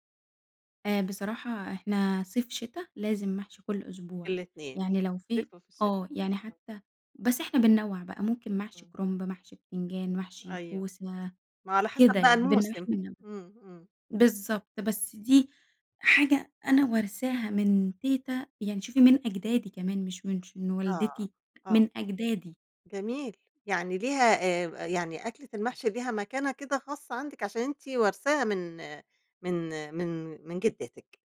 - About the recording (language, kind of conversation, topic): Arabic, podcast, إيه أكتر عادة في الطبخ ورثتها من أهلك؟
- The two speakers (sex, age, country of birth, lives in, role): female, 20-24, Egypt, Egypt, guest; female, 65-69, Egypt, Egypt, host
- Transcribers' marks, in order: unintelligible speech; unintelligible speech; tapping